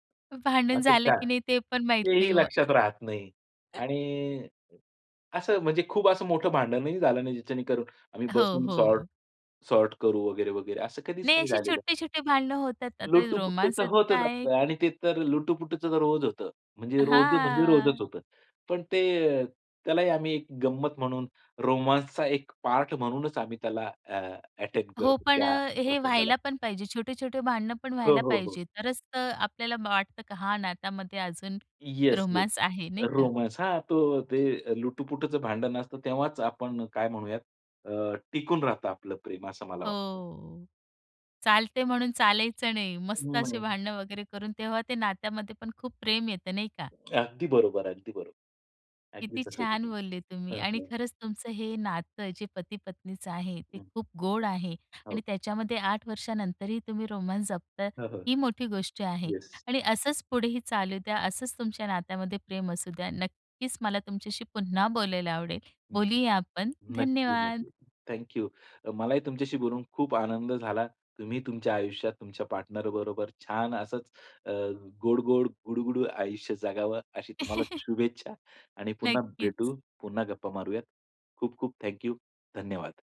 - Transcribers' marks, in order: laughing while speaking: "भांडण झालं की नाही ते पण माहीत नाही मग"; chuckle; joyful: "लुटुपुटु तर होतच असतं"; drawn out: "हां"; in English: "अटेम्प्ट"; tapping; other background noise; chuckle; laughing while speaking: "नक्कीच"
- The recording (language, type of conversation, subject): Marathi, podcast, दीर्घ नात्यात रोमँस कसा जपता येईल?